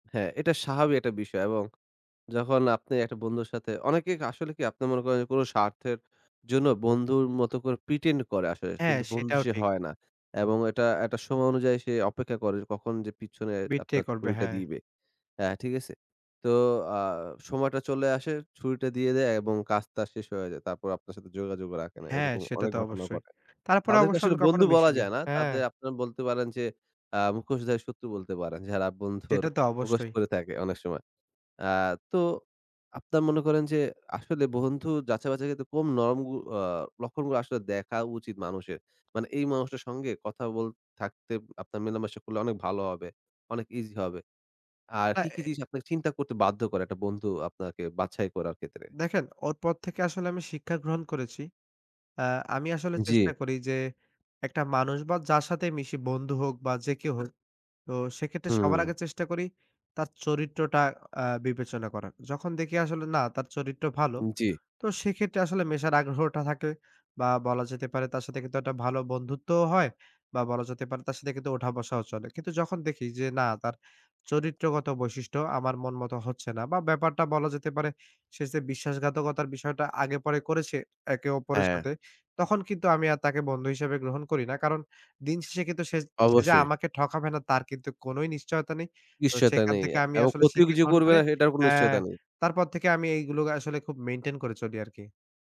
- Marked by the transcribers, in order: in English: "pretend"; in English: "betray"; scoff; tapping
- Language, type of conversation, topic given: Bengali, podcast, আপনি কীভাবে নতুন মানুষের সঙ্গে বন্ধুত্ব গড়ে তোলেন?